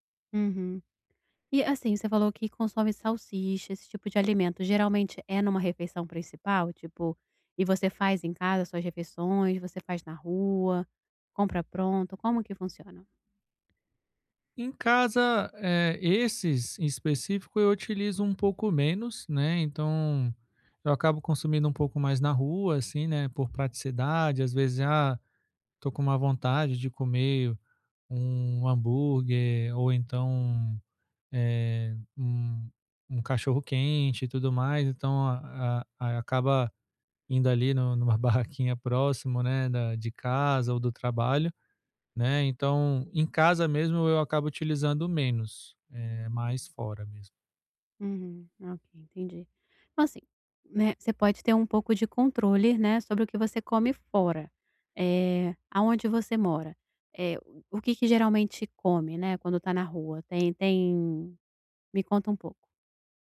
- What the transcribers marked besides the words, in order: tapping
- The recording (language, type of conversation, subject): Portuguese, advice, Como posso reduzir o consumo diário de alimentos ultraprocessados na minha dieta?